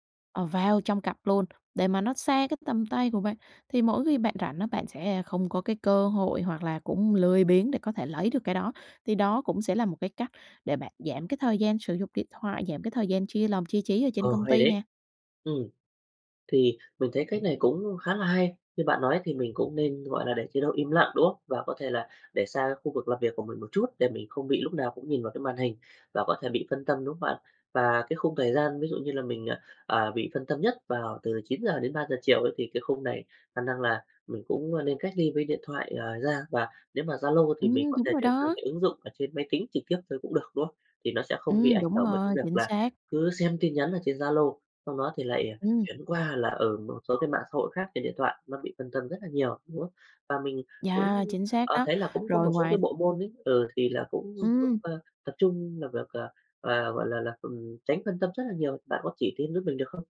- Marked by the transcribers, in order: tapping; other background noise
- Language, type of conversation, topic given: Vietnamese, advice, Làm thế nào để tôi bớt bị phân tâm bởi điện thoại và mạng xã hội suốt ngày?